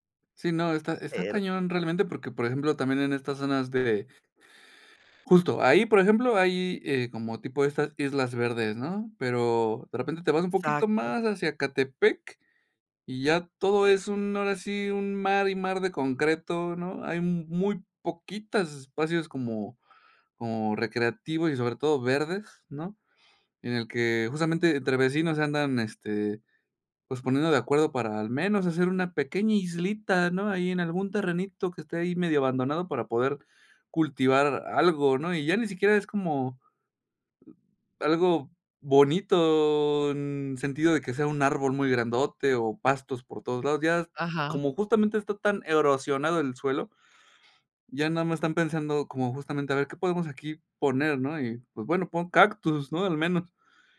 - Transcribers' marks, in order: other background noise
- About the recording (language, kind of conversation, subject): Spanish, podcast, ¿Qué significa para ti respetar un espacio natural?